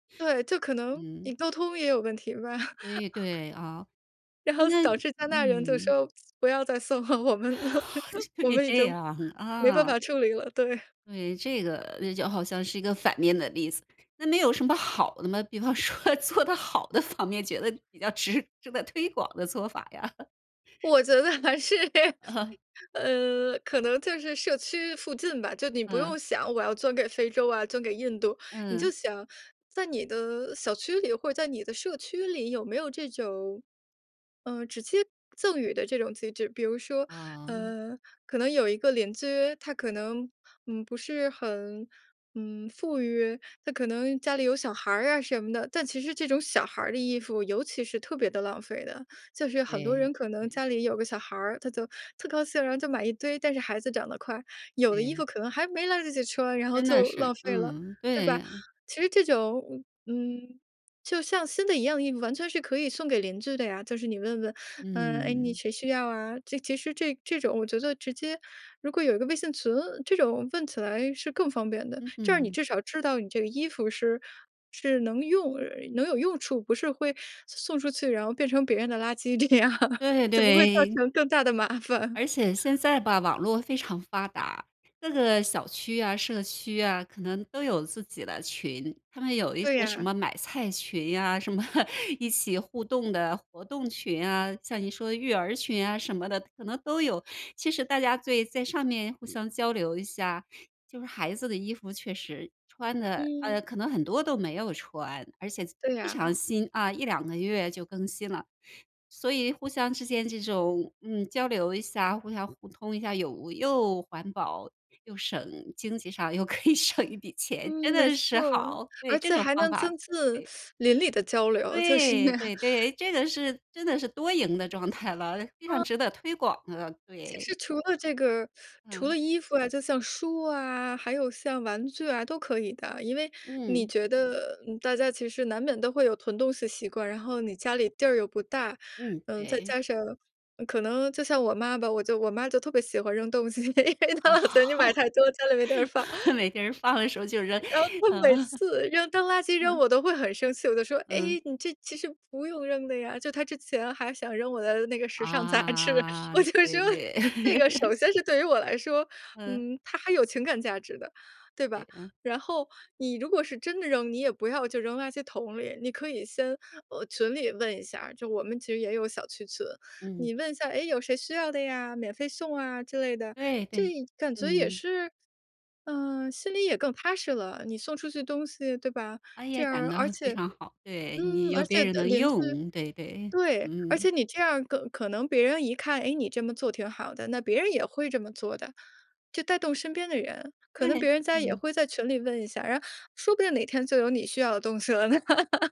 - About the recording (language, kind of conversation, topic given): Chinese, podcast, 你在日常生活中实行垃圾分类有哪些实际体会？
- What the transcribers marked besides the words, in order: laughing while speaking: "吧"; chuckle; laughing while speaking: "送我们了"; laughing while speaking: "是这样"; laughing while speaking: "说做得好的方面觉得比较值 值得推广的做法呀？"; laughing while speaking: "还是"; chuckle; laughing while speaking: "这样"; laugh; laughing while speaking: "麻烦"; laughing while speaking: "么"; other background noise; laughing while speaking: "可以省一笔钱"; teeth sucking; laughing while speaking: "那样"; teeth sucking; laugh; laughing while speaking: "她老觉得你买太多，家里没地儿放"; laughing while speaking: "哦，没地儿放的时候就扔"; laugh; laughing while speaking: "杂志，我就说"; laugh; laughing while speaking: "了呢"; laugh